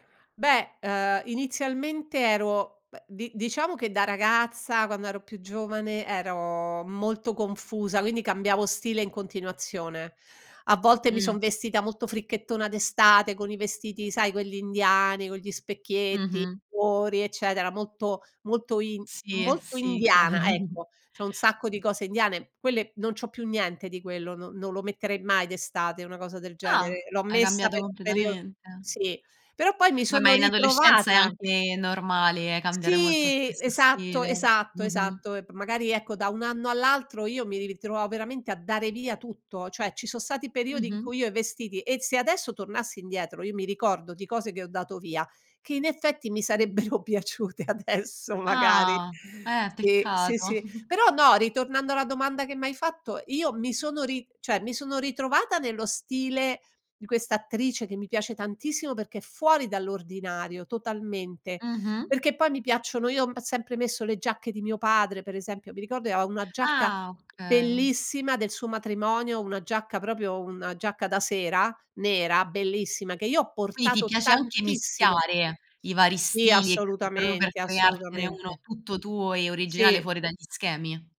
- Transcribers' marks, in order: laughing while speaking: "chiaro"; tapping; stressed: "Sì"; "ritrovavo" said as "riritrovavo"; laughing while speaking: "sarebbero piaciute adesso, magari"; giggle; "cioè" said as "ceh"; "aveva" said as "avea"; "proprio" said as "propio"
- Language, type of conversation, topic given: Italian, podcast, Che cosa ti fa sentire davvero a tuo agio quando sei vestito?